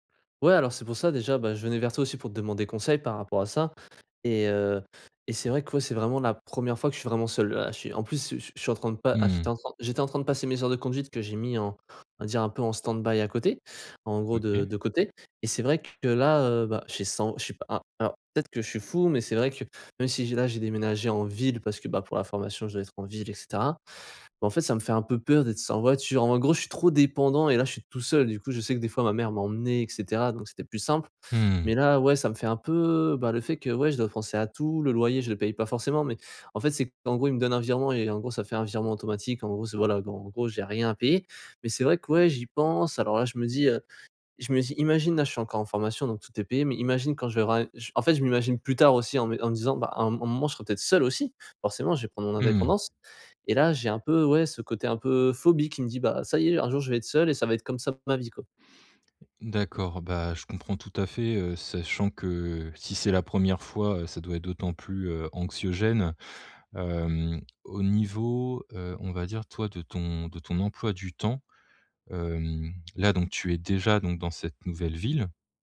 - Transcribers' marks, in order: other background noise; in English: "stand by"; stressed: "ville"; stressed: "seul"; stressed: "phobie"; other noise; drawn out: "Hem"
- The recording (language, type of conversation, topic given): French, advice, Comment s’adapter à un déménagement dans une nouvelle ville loin de sa famille ?